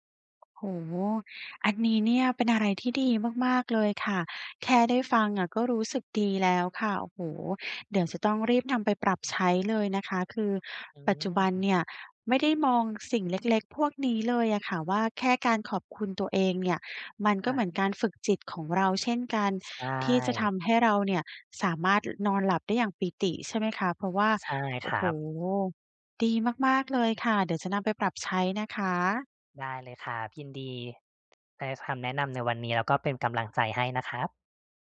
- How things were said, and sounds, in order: other noise
- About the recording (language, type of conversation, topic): Thai, advice, จะเริ่มเห็นคุณค่าของสิ่งเล็กๆ รอบตัวได้อย่างไร?